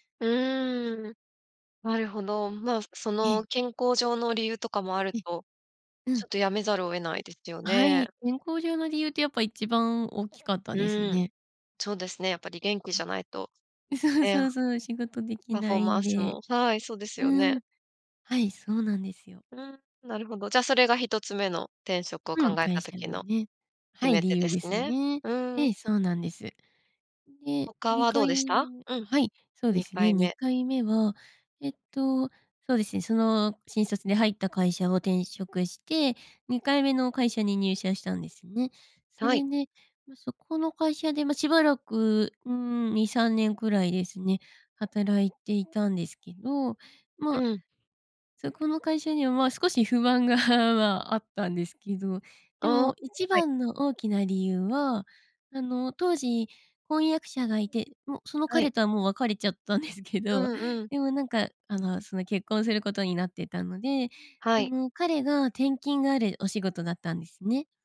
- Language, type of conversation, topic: Japanese, podcast, 転職を考えたとき、何が決め手でしたか？
- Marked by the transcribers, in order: unintelligible speech; tapping